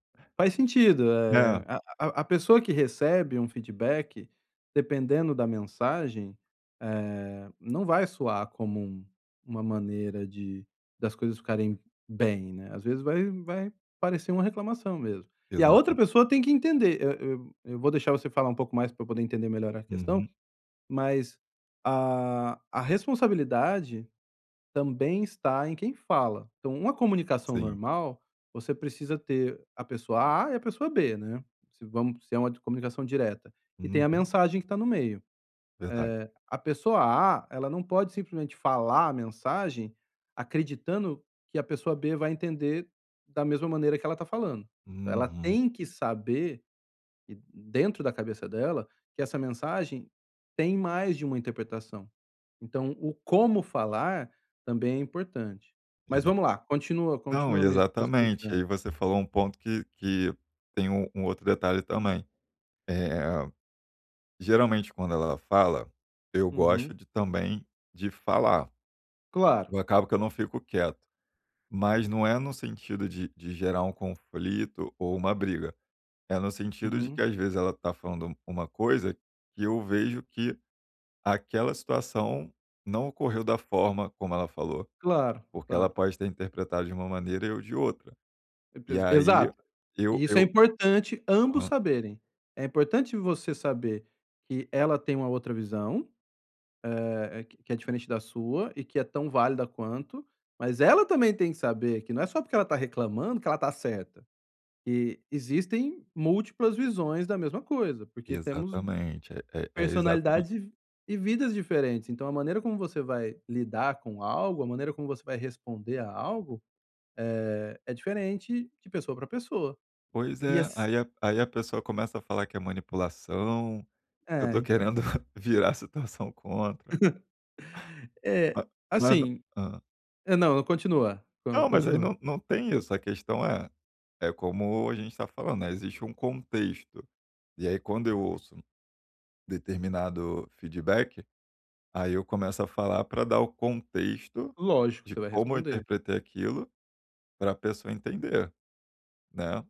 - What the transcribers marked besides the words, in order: laugh; other background noise
- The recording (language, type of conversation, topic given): Portuguese, advice, Como posso dar feedback sem magoar alguém e manter a relação?
- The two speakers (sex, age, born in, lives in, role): male, 35-39, Brazil, Germany, user; male, 45-49, Brazil, Spain, advisor